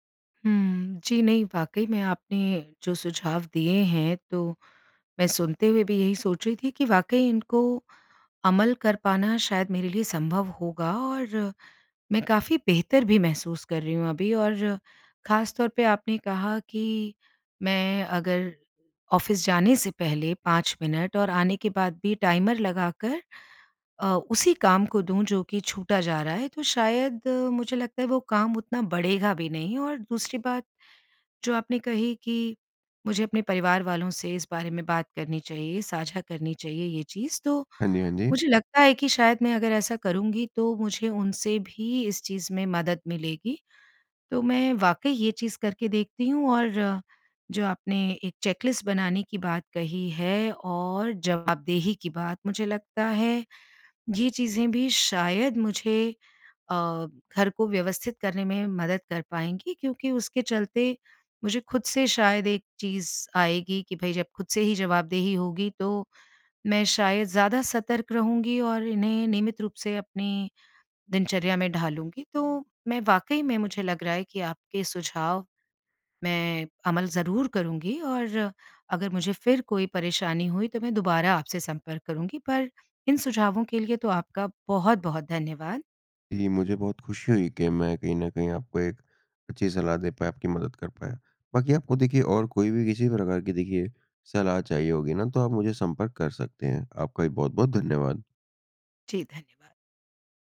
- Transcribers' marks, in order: in English: "ऑफ़िस"; in English: "टाइमर"; in English: "चेक लिस्ट"
- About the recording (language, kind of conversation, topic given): Hindi, advice, आप रोज़ घर को व्यवस्थित रखने की आदत क्यों नहीं बना पाते हैं?